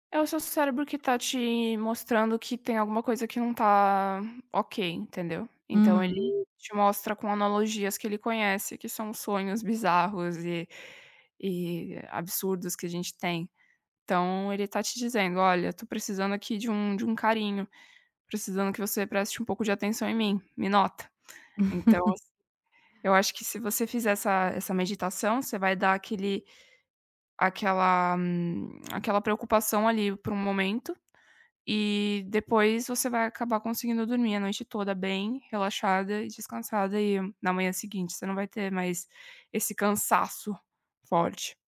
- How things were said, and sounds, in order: laugh
- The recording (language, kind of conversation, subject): Portuguese, advice, Por que ainda me sinto tão cansado todas as manhãs, mesmo dormindo bastante?